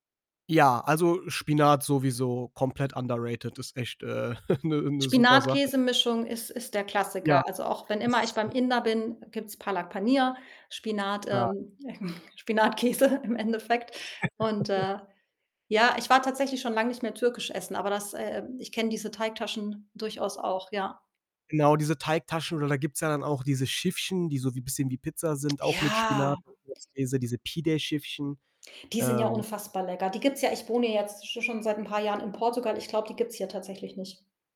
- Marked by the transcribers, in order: in English: "underrated"; chuckle; unintelligible speech; chuckle; laughing while speaking: "Spinat-Käse"; laugh; drawn out: "Ja"; unintelligible speech
- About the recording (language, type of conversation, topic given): German, podcast, Was isst du zu Hause am liebsten?